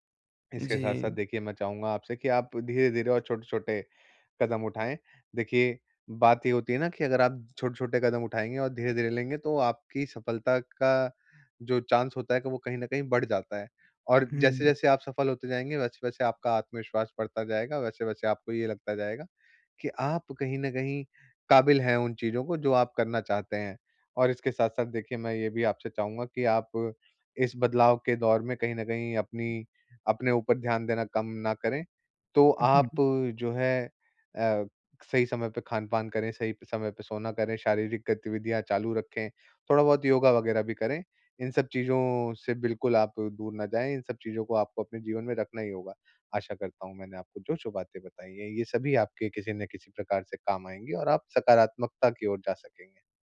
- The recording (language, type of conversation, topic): Hindi, advice, क्या अब मेरे लिए अपने करियर में बड़ा बदलाव करने का सही समय है?
- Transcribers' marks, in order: in English: "चांस"